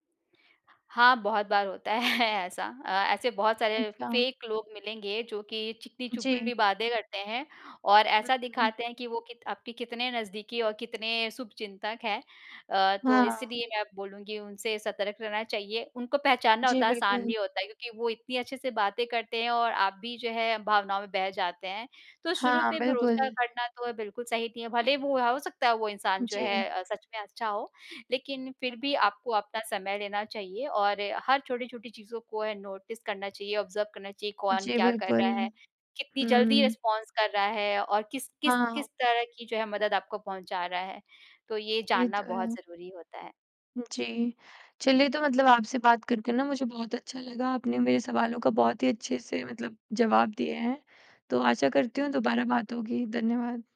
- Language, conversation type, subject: Hindi, podcast, ऑनलाइन दोस्ती और असली दोस्ती में आपको क्या अंतर दिखाई देता है?
- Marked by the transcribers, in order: laughing while speaking: "होता है"; in English: "फेक"; in English: "नोटिस"; in English: "ऑब्जर्व"; other background noise; in English: "रिस्पॉन्स"